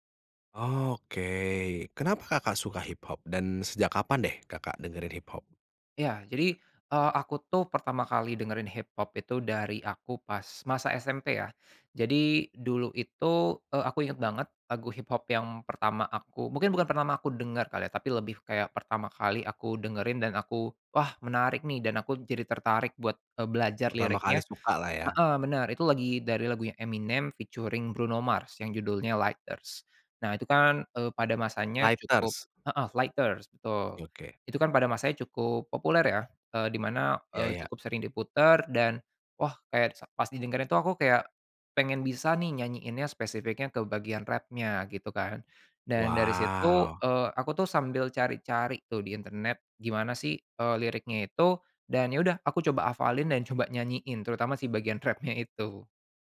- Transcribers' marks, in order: in English: "featuring"; "Oke" said as "yoke"
- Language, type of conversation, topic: Indonesian, podcast, Lagu apa yang membuat kamu merasa seperti pulang atau merasa nyaman?